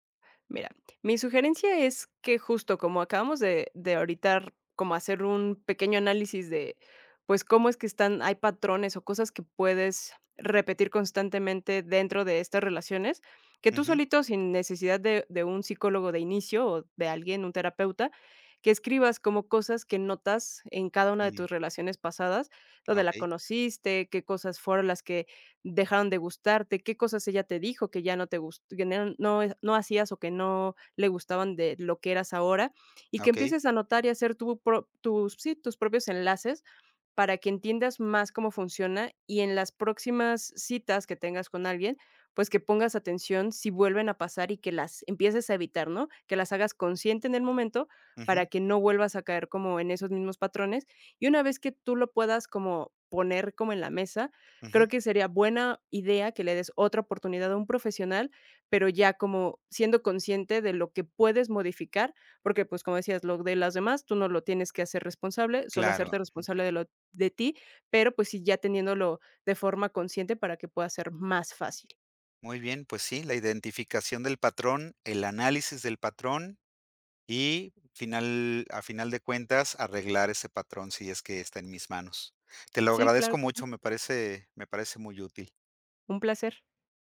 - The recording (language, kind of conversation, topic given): Spanish, advice, ¿Por qué repito relaciones románticas dañinas?
- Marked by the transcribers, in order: none